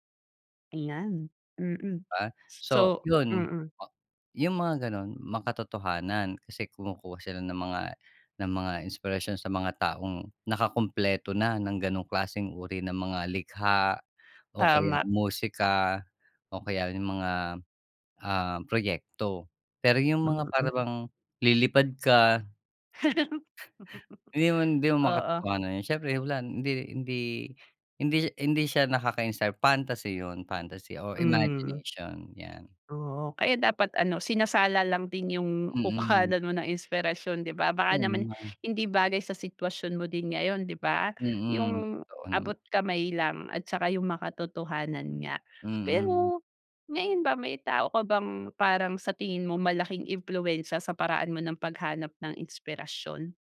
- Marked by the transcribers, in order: tapping; laugh
- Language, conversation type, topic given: Filipino, podcast, Paano mo hinahanap ang inspirasyon sa araw-araw?